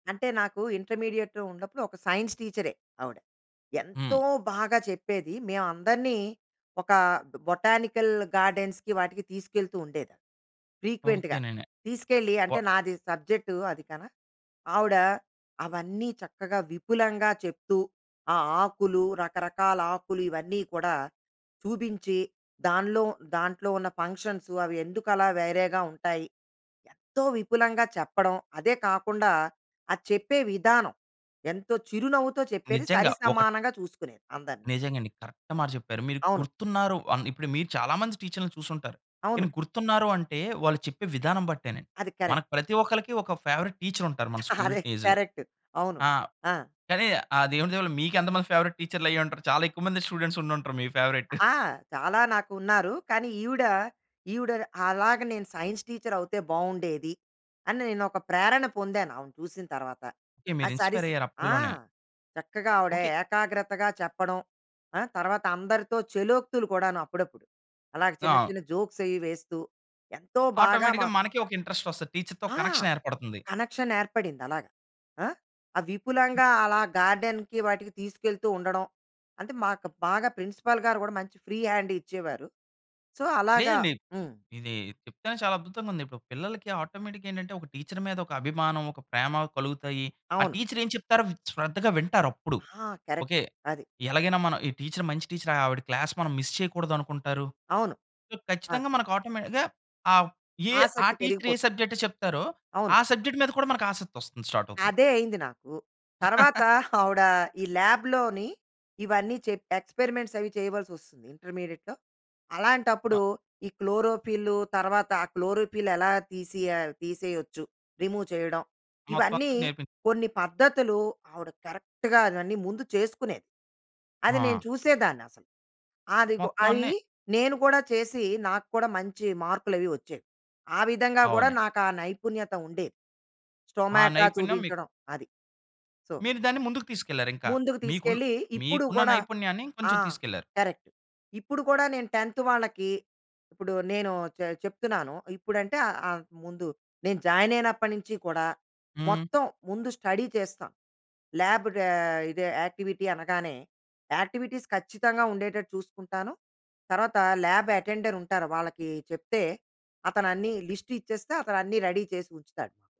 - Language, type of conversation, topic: Telugu, podcast, పాత నైపుణ్యాలు కొత్త రంగంలో ఎలా ఉపయోగపడతాయి?
- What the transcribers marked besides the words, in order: in English: "ఇంటర్మీడియేట్‌లో"; in English: "సైన్స్"; in English: "బొటానికల్ గార్డెన్స్‌కి"; in English: "ఫ్రీక్వెంట్‌గా"; in English: "సబ్జెక్ట్"; in English: "ఫంక్షన్స్"; in English: "కరెక్ట్"; in English: "టీచర్‌లని"; in English: "కరెక్ట్"; in English: "ఫేవరెట్ టీచర్"; giggle; in English: "స్కూల్ డేస్‌లో"; in English: "కరెక్ట్"; in English: "ఫేవరెట్"; in English: "స్టూడెంట్స్"; in English: "ఫేవరెట్"; giggle; in English: "సైన్స్ టీచర్"; in English: "ఇన్స్‌పైర్"; in English: "జోక్స్"; in English: "ఆటోమేటిక్‌గా"; in English: "ఇంటరెస్ట్"; in English: "టీచర్‌తో కనెక్షన్"; in English: "కనెక్షన్"; in English: "గార్డెన్‌కి"; other background noise; in English: "ప్రిన్సిపల్"; in English: "ఫ్రీ హ్యాండ్"; in English: "సో"; in English: "ఆటోమేటిక్‌గా"; in English: "టీచర్"; in English: "టీచర్"; in English: "కరెక్ట్"; in English: "టీచర్"; in English: "టీచర్"; in English: "క్లాస్"; in English: "మిస్"; other noise; in English: "ఆటోమేటిక్‌గా"; in English: "టీచర్"; in English: "సబ్జెక్ట్"; in English: "స్టార్ట్"; chuckle; in English: "ల్యాబ్‌లోని"; in English: "ఎక్స్పెరిమెంట్స్"; in English: "ఇంటర్మీడియేట్‌లో"; in English: "క్లోరోఫిల్"; in English: "క్లోరోఫిల్"; in English: "రిమూవ్"; in English: "కరెక్ట్‌గా"; in English: "స్టోమాట"; in English: "సో"; in English: "కరెక్ట్"; in English: "టెన్త్"; in English: "జాయిన్"; in English: "స్టడీ"; in English: "ల్యాబ్"; in English: "యాక్టివిటీ"; in English: "యాక్టివిటీస్"; in English: "ల్యాబ్ అటెండర్"; in English: "లిస్ట్"; in English: "రెడీ"